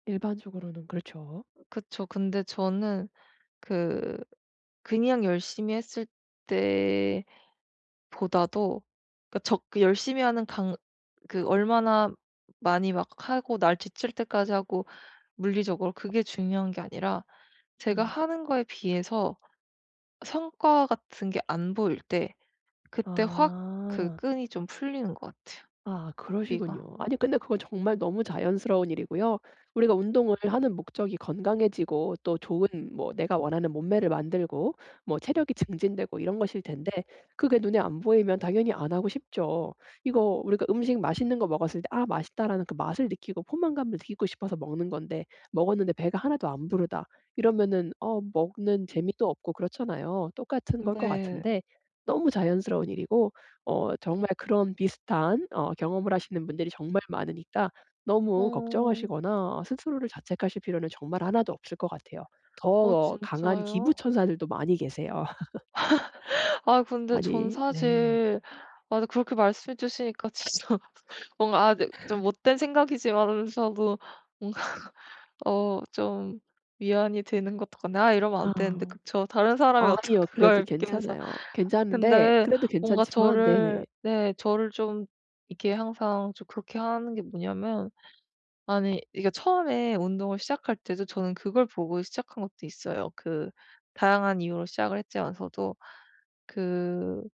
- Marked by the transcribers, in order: other background noise; tapping; laugh; laughing while speaking: "진짜"; laugh; laughing while speaking: "뭔가"
- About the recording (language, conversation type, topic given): Korean, advice, 번아웃 없이 꾸준히 운동하는 전략